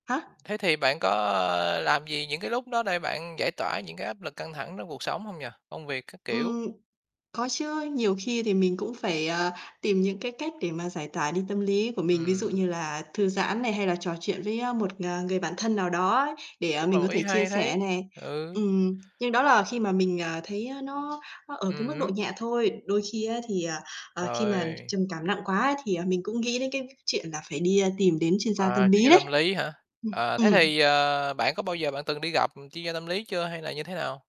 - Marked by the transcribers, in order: tapping; other background noise
- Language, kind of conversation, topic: Vietnamese, unstructured, Bạn đã từng cố gắng thuyết phục ai đó tìm kiếm sự giúp đỡ tâm lý chưa?